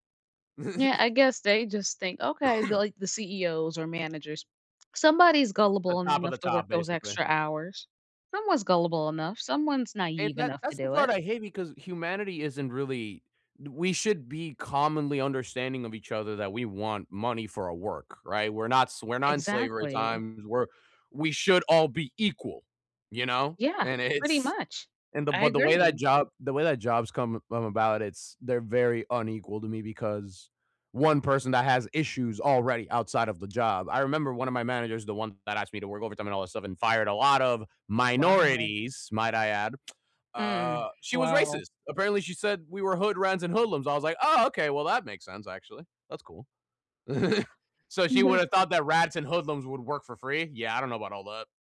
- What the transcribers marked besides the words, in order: chuckle; cough; other background noise; laughing while speaking: "it's"; tapping; stressed: "minorities"; lip smack; chuckle; laughing while speaking: "No"
- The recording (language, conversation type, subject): English, unstructured, How do you feel about unpaid overtime in today’s workplaces?